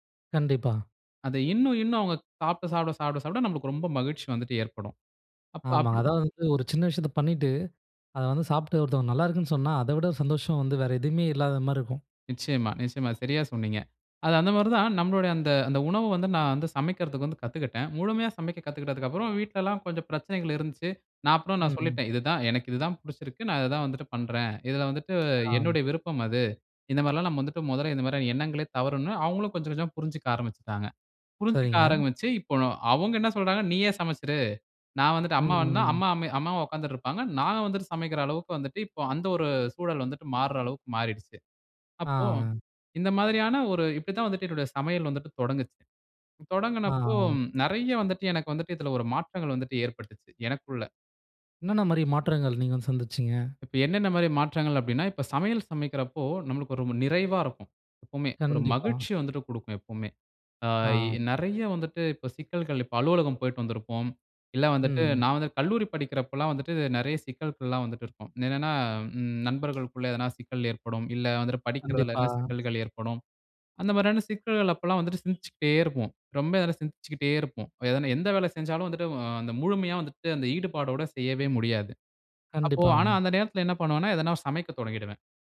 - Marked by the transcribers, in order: other background noise; alarm; tapping; other street noise
- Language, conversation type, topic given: Tamil, podcast, சமையல் உங்கள் மனநிறைவை எப்படி பாதிக்கிறது?